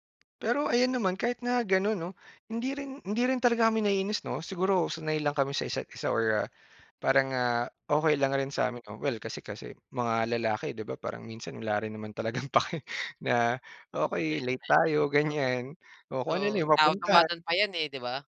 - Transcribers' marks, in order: laughing while speaking: "talagang pake"; chuckle; other background noise
- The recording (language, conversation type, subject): Filipino, podcast, Ano ang mga naranasan mong hirap at saya noong nag-overnight ka sa homestay nila?